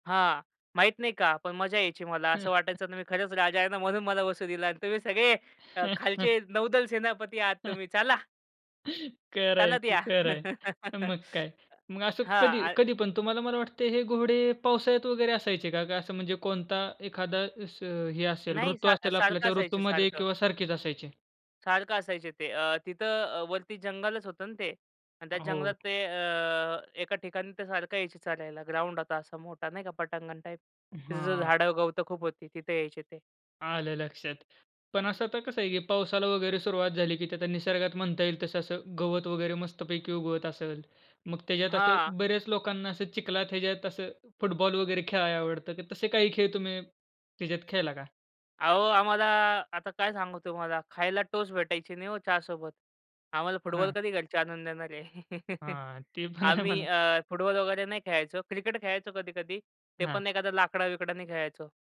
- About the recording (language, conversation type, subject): Marathi, podcast, तुम्ही लहानपणी घराबाहेर निसर्गात कोणते खेळ खेळायचात?
- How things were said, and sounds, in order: laugh; laughing while speaking: "राजा आहे ना म्हणून मला … आहात तुम्ही. चला"; laugh; chuckle; laugh; laughing while speaking: "खरं आहे की, खरं आहे. मग काय?"; chuckle; other noise; tapping; chuckle; laughing while speaking: "ते पण आहे म्हणा"